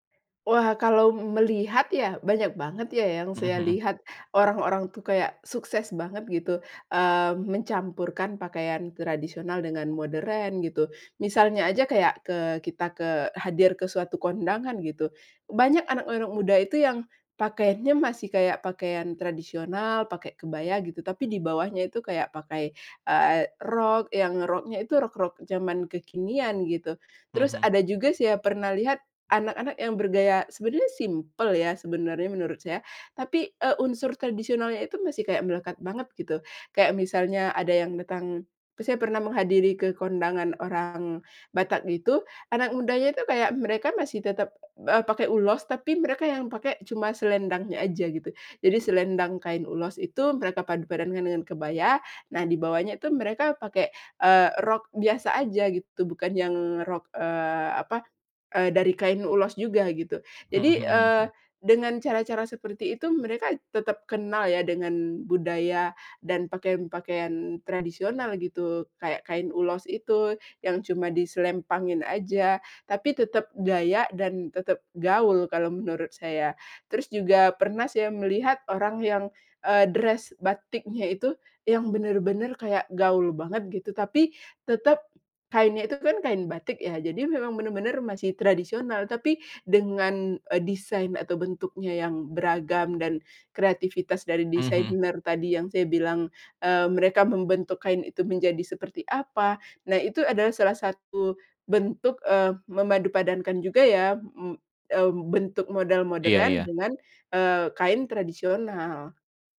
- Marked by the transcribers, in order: other background noise; in English: "dress"
- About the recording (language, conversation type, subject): Indonesian, podcast, Kenapa banyak orang suka memadukan pakaian modern dan tradisional, menurut kamu?